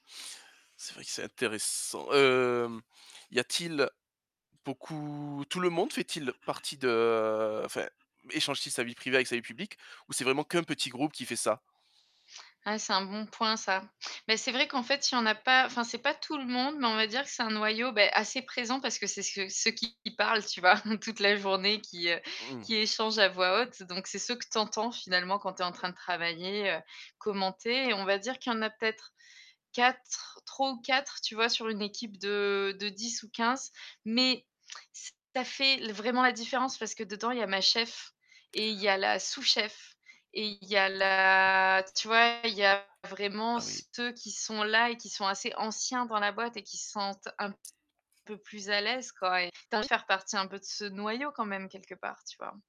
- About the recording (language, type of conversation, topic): French, advice, Comment puis-je mieux poser des limites avec mes collègues et mes supérieurs hiérarchiques ?
- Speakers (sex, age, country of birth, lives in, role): female, 35-39, France, Germany, user; male, 30-34, France, France, advisor
- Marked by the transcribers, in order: other background noise; static; distorted speech; chuckle; tapping; drawn out: "la"